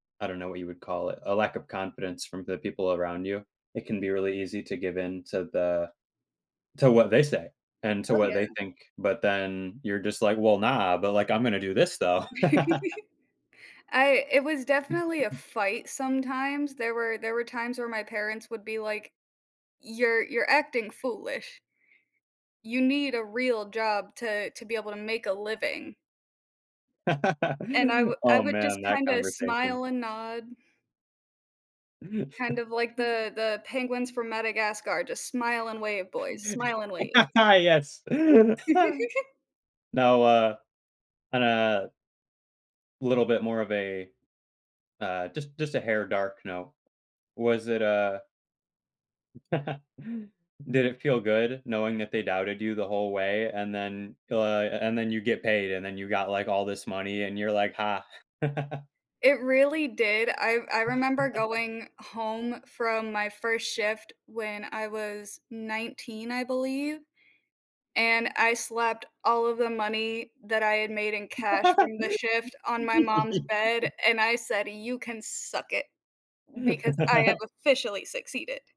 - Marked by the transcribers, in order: giggle; laugh; tapping; laugh; chuckle; laugh; chuckle; giggle; laugh; chuckle; chuckle; laugh; laugh
- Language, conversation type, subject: English, unstructured, How do you stay motivated when people question your decisions?
- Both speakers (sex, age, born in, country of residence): female, 20-24, United States, United States; male, 20-24, United States, United States